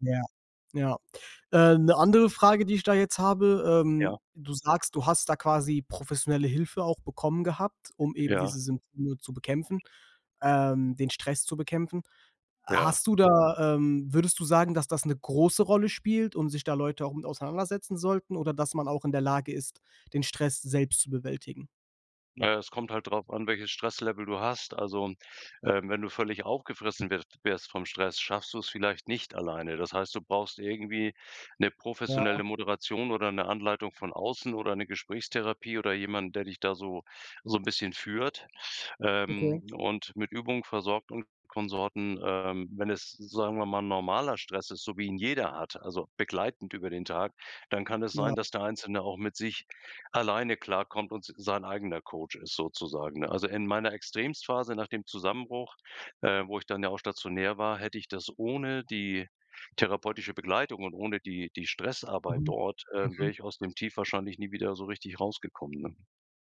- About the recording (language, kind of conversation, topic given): German, podcast, Wie gehst du mit Stress im Alltag um?
- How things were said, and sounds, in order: other background noise